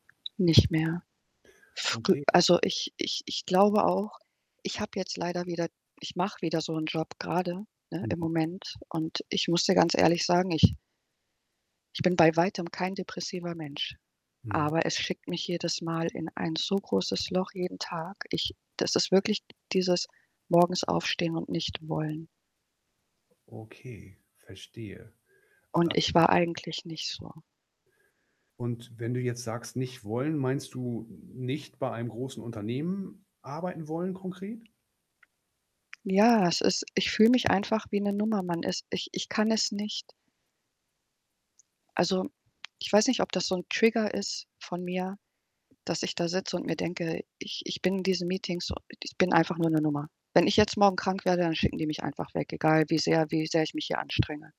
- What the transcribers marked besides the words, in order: other background noise; distorted speech; static; tapping
- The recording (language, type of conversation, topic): German, advice, Wie hast du nach einem Rückschlag oder Misserfolg einen Motivationsverlust erlebt?